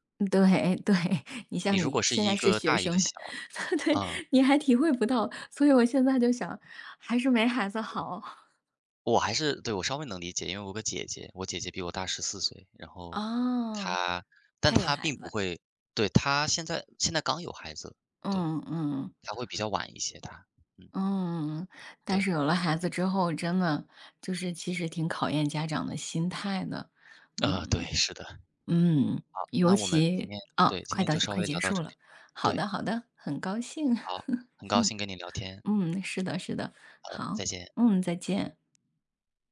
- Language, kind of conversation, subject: Chinese, unstructured, 家长应该干涉孩子的学习吗？
- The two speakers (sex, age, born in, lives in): female, 40-44, China, United States; male, 18-19, China, United States
- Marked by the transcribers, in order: laughing while speaking: "对"; chuckle; laughing while speaking: "对"; chuckle; chuckle